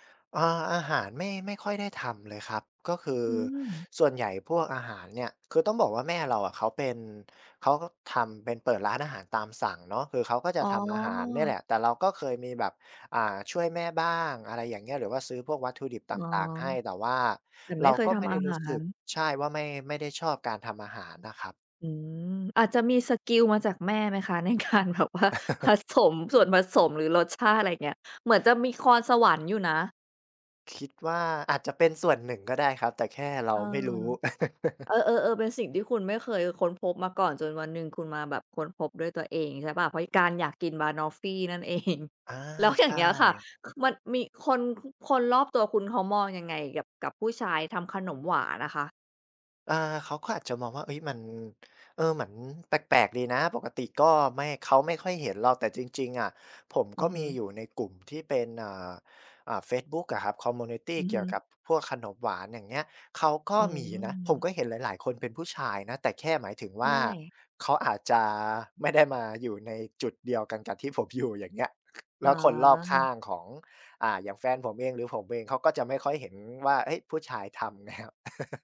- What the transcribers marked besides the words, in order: laughing while speaking: "การแบบว่าผสมส่วนผสม หรือรสชาติ อะไรอย่างเงี้ย"; chuckle; "มีพร" said as "คอน"; chuckle; laughing while speaking: "นั่นเอง แล้วอย่างเงี้ยค่ะ"; in English: "คอมมิวนิตี"; laughing while speaking: "ที่ผมอยู่ อย่างเงี้ย"; laughing while speaking: "แนว"; chuckle
- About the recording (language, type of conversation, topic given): Thai, podcast, งานอดิเรกอะไรที่คุณอยากแนะนำให้คนอื่นลองทำดู?